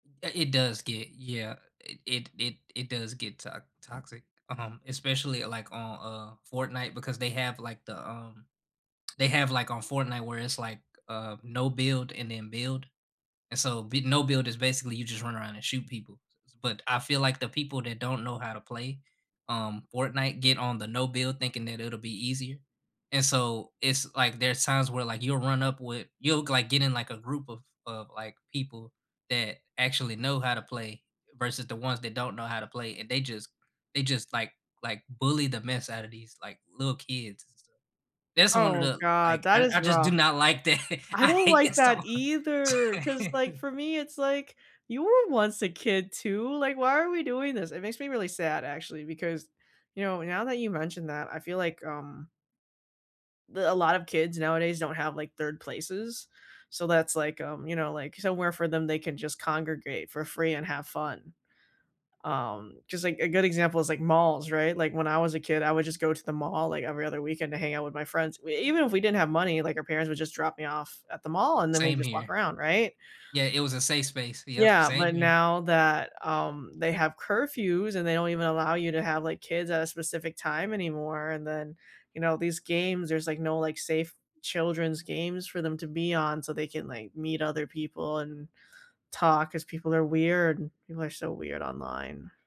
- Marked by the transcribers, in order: other background noise; laughing while speaking: "that, I hate that song"; laugh
- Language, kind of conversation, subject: English, unstructured, Which video games shaped your childhood, still hold up today, and why do they still matter to you?
- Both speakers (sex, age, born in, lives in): female, 25-29, Vietnam, United States; male, 30-34, United States, United States